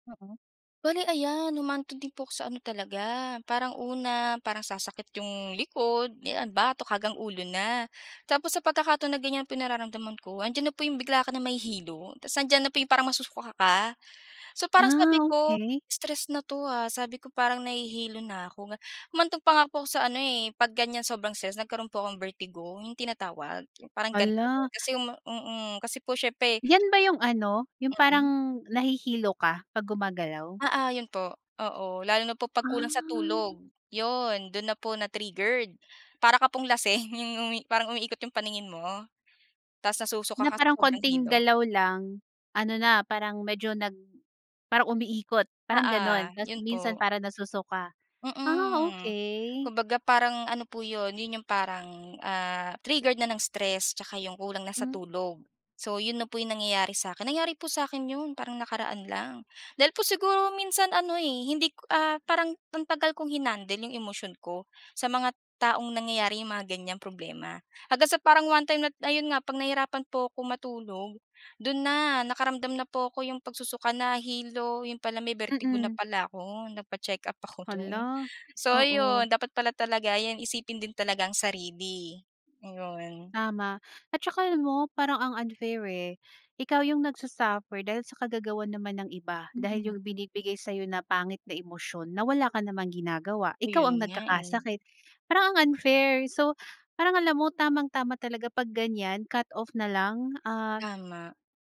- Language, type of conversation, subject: Filipino, podcast, Ano ang mga senyales na kailangan mo nang humingi ng tulong?
- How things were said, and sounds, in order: none